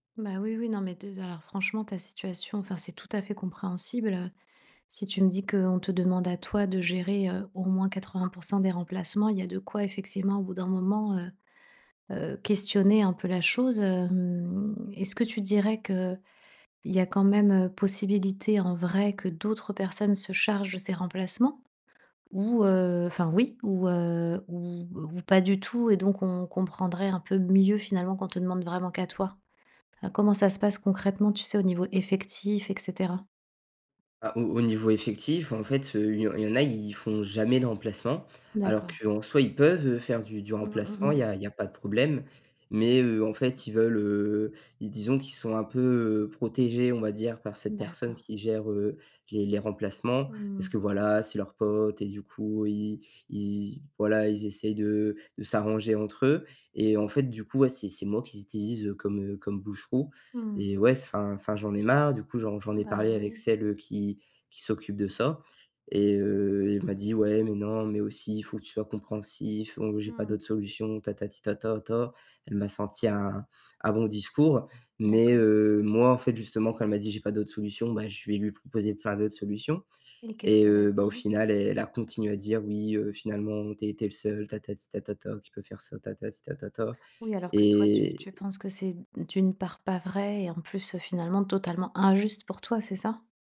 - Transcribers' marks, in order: stressed: "oui"; stressed: "mieux"; stressed: "peuvent"; stressed: "injuste"
- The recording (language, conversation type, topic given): French, advice, Comment refuser poliment des tâches supplémentaires sans nuire à sa réputation ?